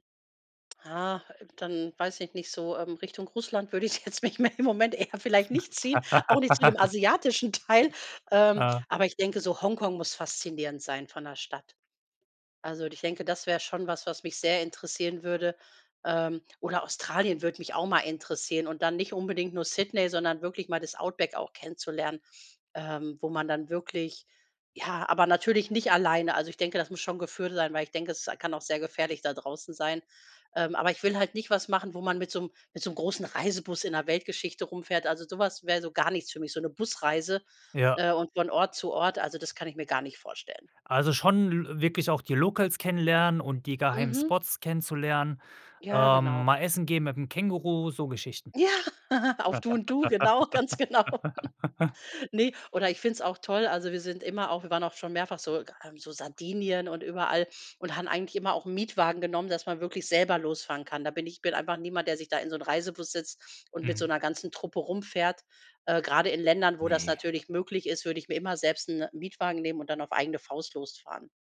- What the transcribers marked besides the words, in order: other background noise; laughing while speaking: "würde es mich jetzt im … dem asiatischen Teil"; laugh; laughing while speaking: "Ja, auf du und du, genau, ganz genau"; laugh
- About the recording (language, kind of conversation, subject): German, podcast, Wie findest du lokale Geheimtipps, statt nur die typischen Touristenorte abzuklappern?